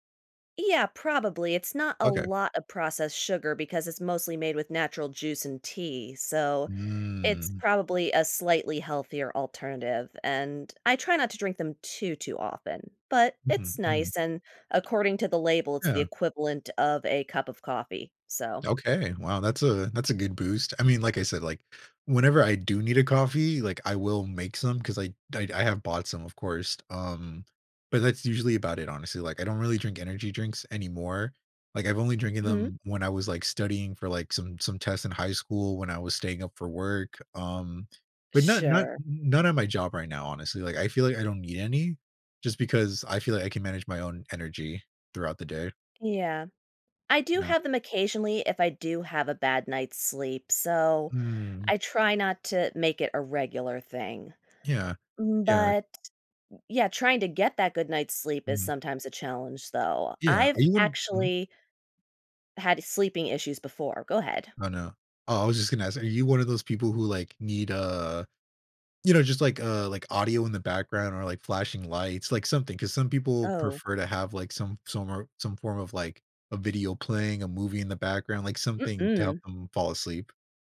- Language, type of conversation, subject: English, unstructured, How can I use better sleep to improve my well-being?
- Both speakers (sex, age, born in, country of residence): female, 35-39, United States, United States; male, 20-24, United States, United States
- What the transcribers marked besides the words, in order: drawn out: "Mm"; tapping